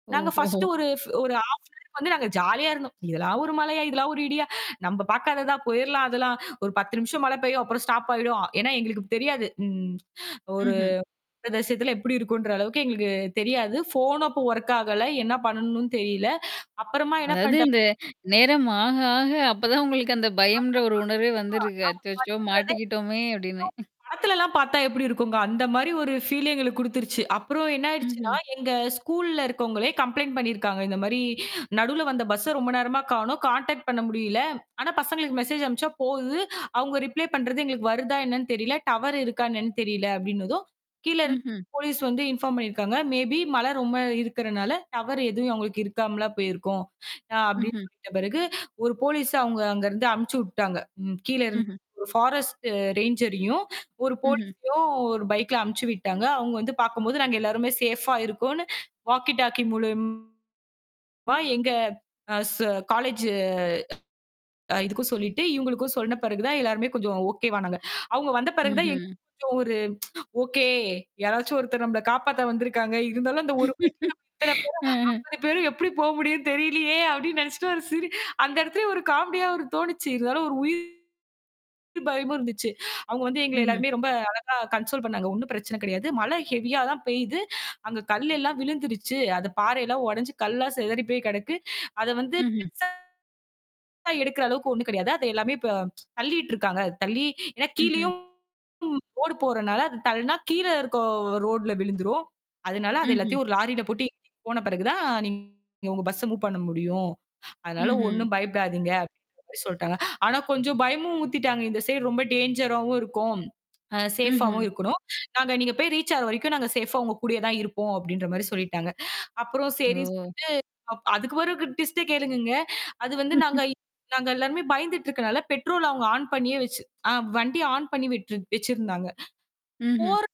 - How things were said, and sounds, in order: laughing while speaking: "ஓஹோ"; distorted speech; in English: "ஹாஃப் டேக்கு"; mechanical hum; unintelligible speech; unintelligible speech; in English: "கம்ப்ளெயின்ட்"; in English: "கான்டாக்ட்"; in English: "இன்ஃபார்ம்"; in English: "மேபீ"; in English: "ஃபாரஸ்ட் ரேஞ்சரயும்"; in English: "வாக்கி டாக்கி"; drawn out: "காலேஜ்"; tapping; unintelligible speech; laughing while speaking: "அ"; in English: "கன்ஸோல்"; in English: "ஹெவியா"; tsk; in English: "மூவ்"; in English: "ரீச்"; in English: "ட்விஸ்ட்ட"; laugh
- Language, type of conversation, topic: Tamil, podcast, ஒரு சுற்றுலா அல்லது பயணத்தில் குழுவாகச் சென்றபோது நீங்கள் சந்தித்த சவால்கள் என்னென்ன?